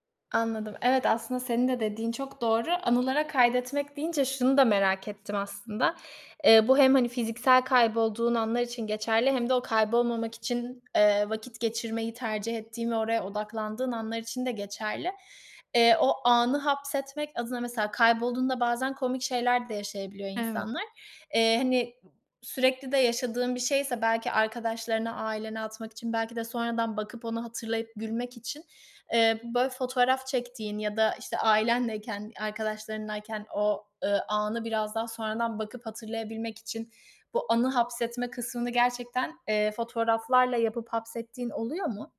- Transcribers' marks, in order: other background noise
- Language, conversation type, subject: Turkish, podcast, Telefona güvendin de kaybolduğun oldu mu?